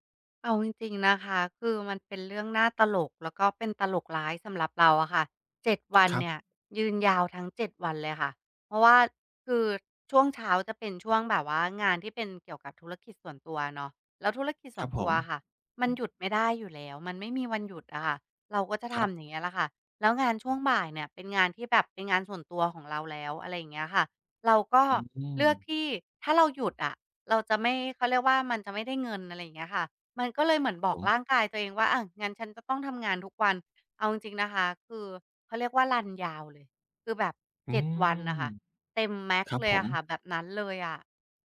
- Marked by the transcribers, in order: tapping; other background noise
- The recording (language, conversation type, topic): Thai, advice, ฉันรู้สึกเหนื่อยล้าทั้งร่างกายและจิตใจ ควรคลายความเครียดอย่างไร?